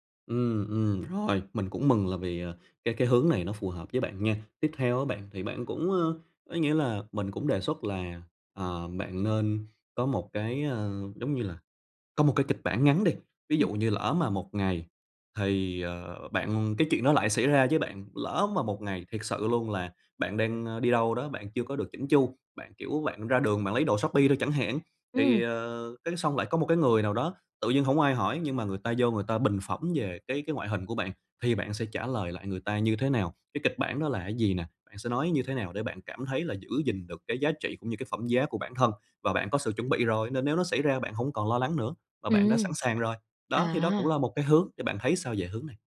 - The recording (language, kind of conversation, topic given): Vietnamese, advice, Làm sao vượt qua nỗi sợ bị phán xét khi muốn thử điều mới?
- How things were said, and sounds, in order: tapping; other background noise